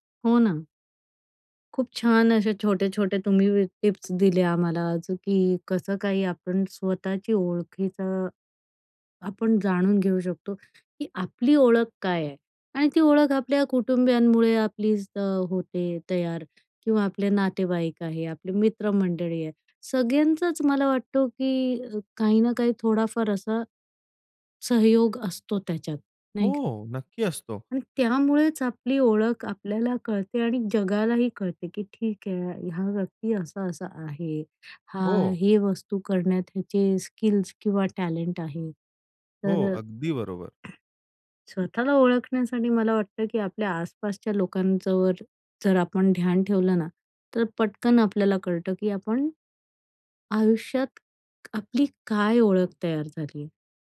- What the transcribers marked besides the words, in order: anticipating: "हो"; other background noise
- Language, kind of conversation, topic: Marathi, podcast, स्वतःला ओळखण्याचा प्रवास कसा होता?